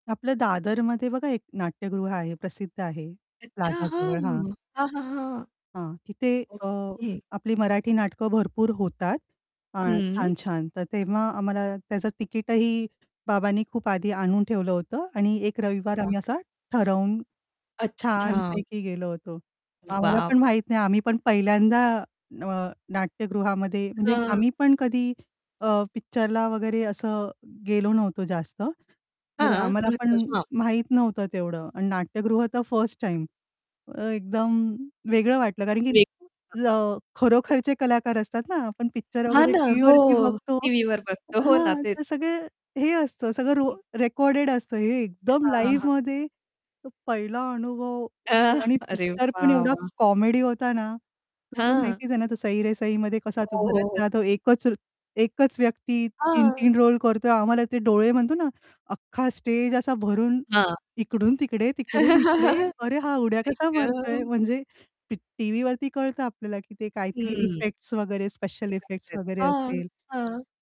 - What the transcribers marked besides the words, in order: static; distorted speech; in English: "प्लाझाजवळ"; unintelligible speech; unintelligible speech; stressed: "एकदम"; in English: "लाईव्हमध्ये"; in English: "कॉमेडी"; tapping; in English: "रोल"; anticipating: "इकडून तिकडे, तिकडून इकडे"; laugh; unintelligible speech
- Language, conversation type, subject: Marathi, podcast, तुम्ही तुमच्या कौटुंबिक आठवणीतला एखादा किस्सा सांगाल का?